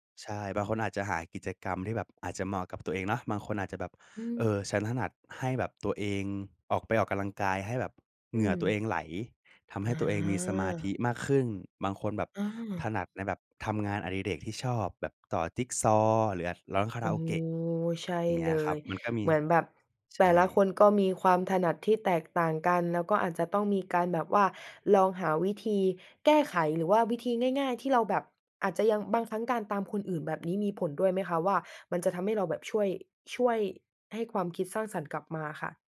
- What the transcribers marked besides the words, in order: none
- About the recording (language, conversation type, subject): Thai, podcast, เวลาที่ความคิดตัน คุณมักทำอะไรเพื่อเรียกความคิดสร้างสรรค์กลับมา?